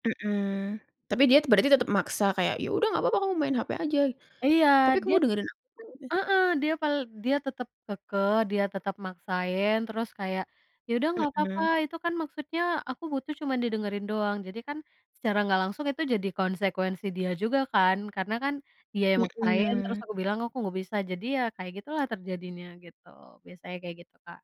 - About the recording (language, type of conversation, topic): Indonesian, podcast, Bagaimana cara tetap fokus saat mengobrol meski sedang memegang ponsel?
- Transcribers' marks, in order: "diat" said as "dia"; put-on voice: "Ya udah nggak papa, kamu main hape aja, tapi kamu dengerin aku"